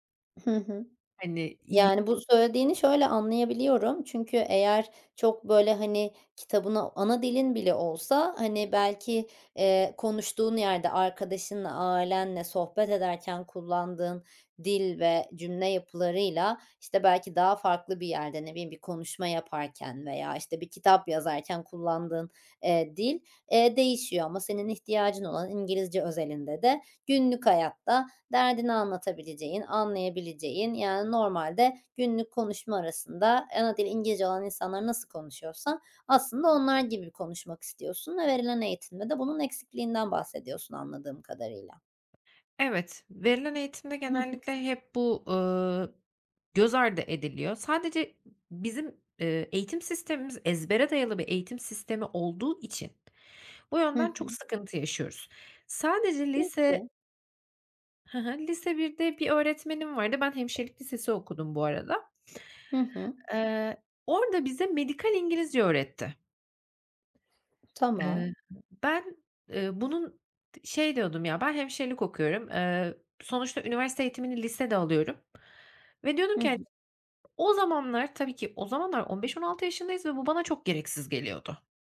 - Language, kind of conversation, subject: Turkish, podcast, Kendi kendine öğrenmeyi nasıl öğrendin, ipuçların neler?
- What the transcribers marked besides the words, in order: other background noise; tapping